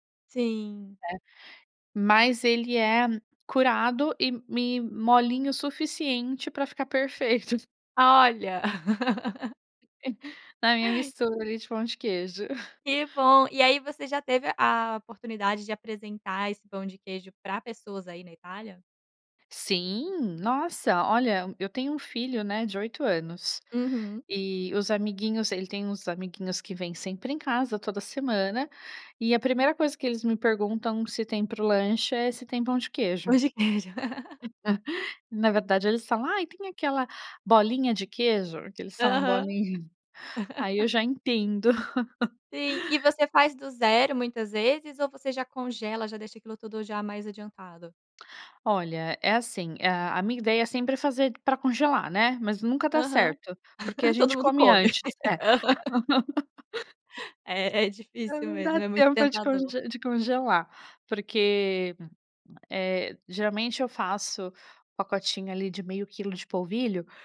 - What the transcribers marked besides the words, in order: chuckle; laugh; giggle; laugh; laugh; chuckle; laugh; laughing while speaking: "Aham"; laugh
- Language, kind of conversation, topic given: Portuguese, podcast, Que comidas da infância ainda fazem parte da sua vida?